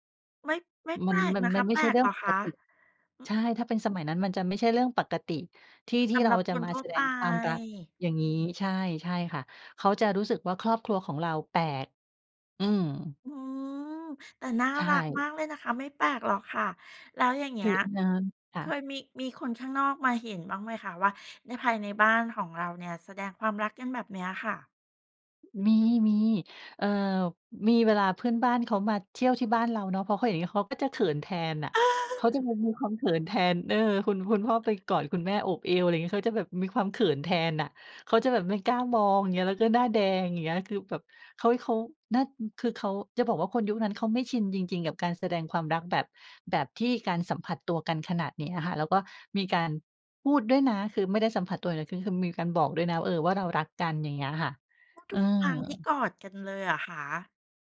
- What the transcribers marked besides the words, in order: chuckle
- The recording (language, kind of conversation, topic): Thai, podcast, ครอบครัวของคุณแสดงความรักต่อคุณอย่างไรตอนคุณยังเป็นเด็ก?